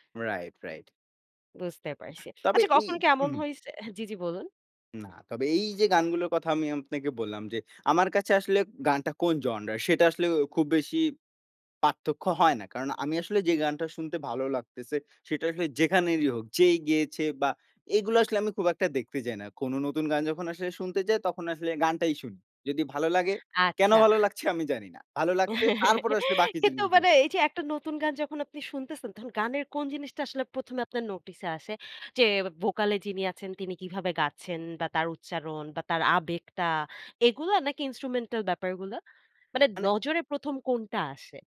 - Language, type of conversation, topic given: Bengali, podcast, কোন ধরনের গান শুনলে তুমি মানসিক স্বস্তি পাও?
- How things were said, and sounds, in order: giggle; in English: "ইন্সট্রুমেন্টাল"